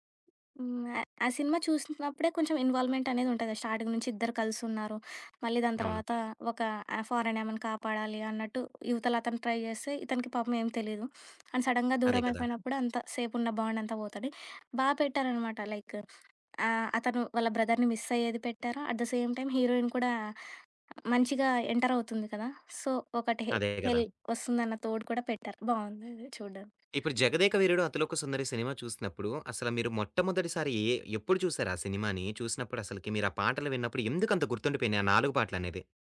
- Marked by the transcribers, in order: other background noise; in English: "స్టార్టింగ్"; in English: "ఫారెన్"; in English: "ట్రై"; in English: "అండ్ సడన్‌గా"; in English: "లైక్"; in English: "బ్రదర్‌ని మిస్"; in English: "అట్ ది సేమ్ టైమ్ హీరోయిన్"; in English: "ఎంటర్"; in English: "సో"
- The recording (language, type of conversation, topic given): Telugu, podcast, పాత జ్ఞాపకాలు గుర్తుకొచ్చేలా మీరు ప్లేలిస్ట్‌కి ఏ పాటలను జోడిస్తారు?